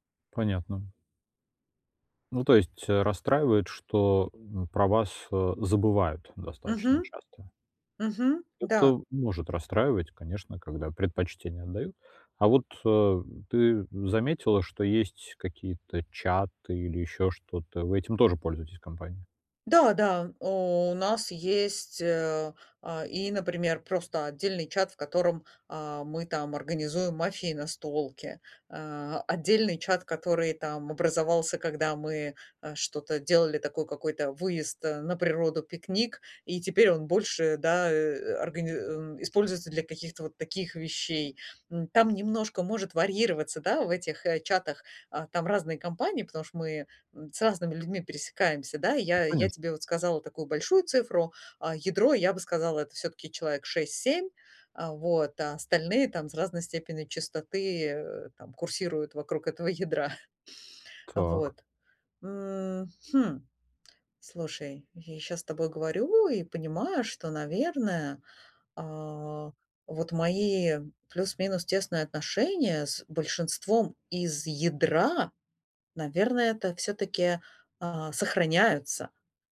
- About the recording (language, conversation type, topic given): Russian, advice, Как справиться с тем, что друзья в последнее время отдалились?
- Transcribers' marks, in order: tapping; other background noise; chuckle